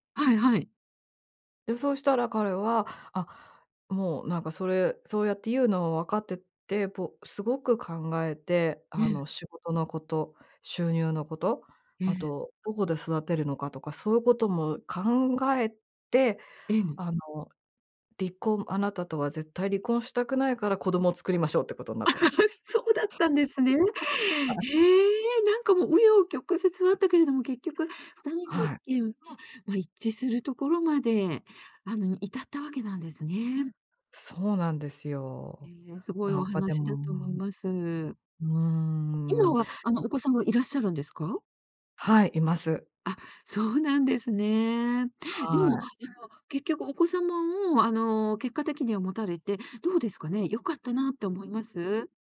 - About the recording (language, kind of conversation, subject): Japanese, podcast, 子どもを持つか迷ったとき、どう考えた？
- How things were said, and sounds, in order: laugh; tapping